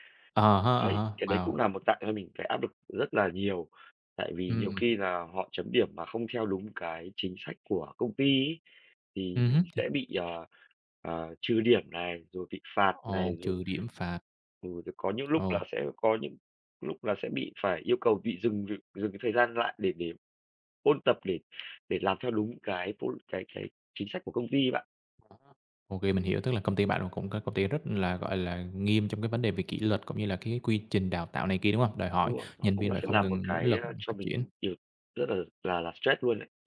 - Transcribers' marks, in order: other background noise; tapping; other noise
- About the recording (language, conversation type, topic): Vietnamese, podcast, Bạn đã từng bị căng thẳng vì công việc chưa, và bạn làm gì để vượt qua?